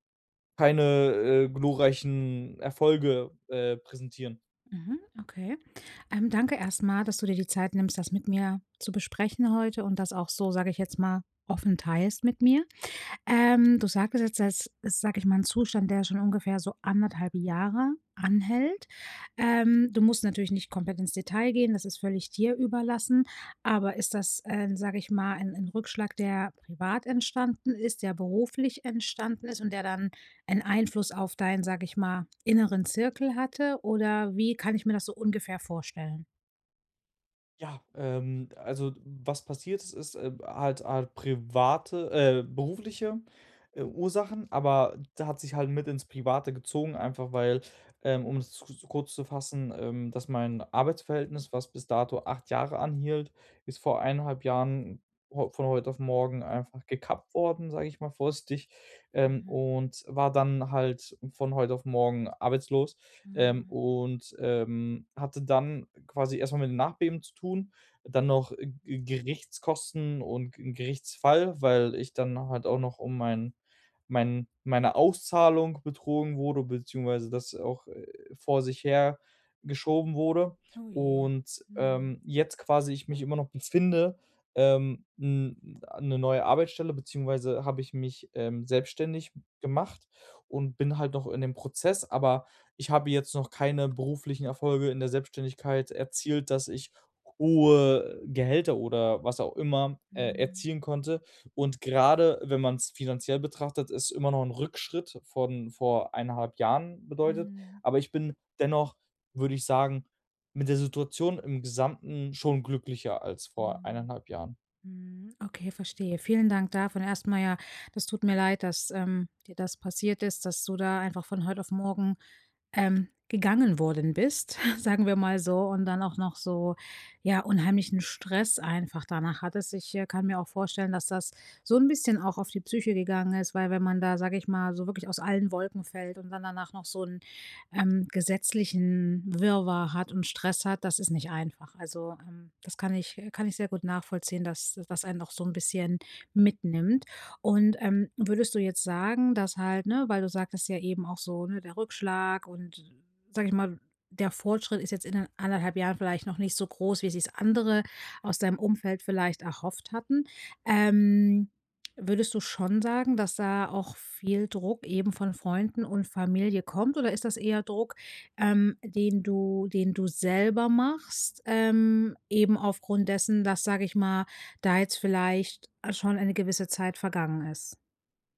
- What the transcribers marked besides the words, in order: snort
- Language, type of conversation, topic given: German, advice, Wie kann ich mit Rückschlägen umgehen und meinen Ruf schützen?